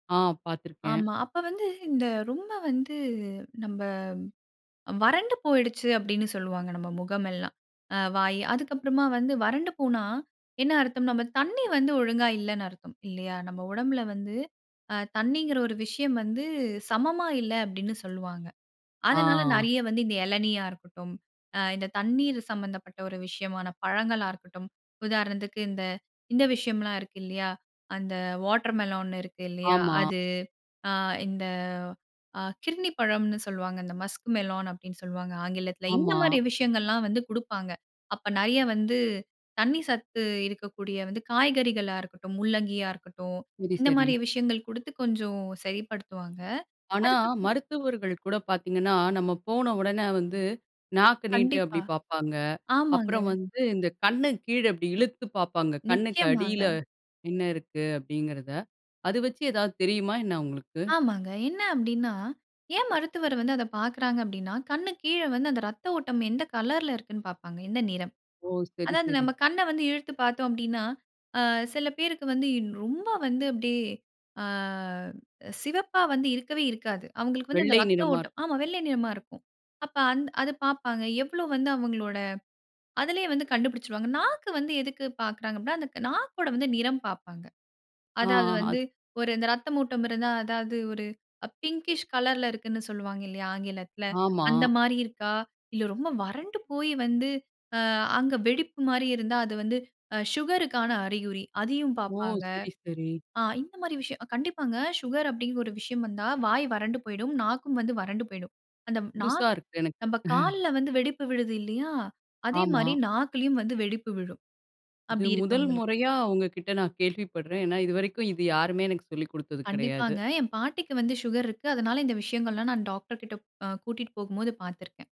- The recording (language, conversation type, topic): Tamil, podcast, முகம், தோல், நகங்களில் வரும் மாற்றங்கள் உடல் நலத்தைப் பற்றி என்ன சொல்லும் என்பதை நீங்கள் சரியாக கவனிக்கிறீர்களா?
- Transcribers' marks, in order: in English: "மஸ்க் மெலான்"; unintelligible speech; in English: "பின்ங்கிஷ் கலர்ல"; chuckle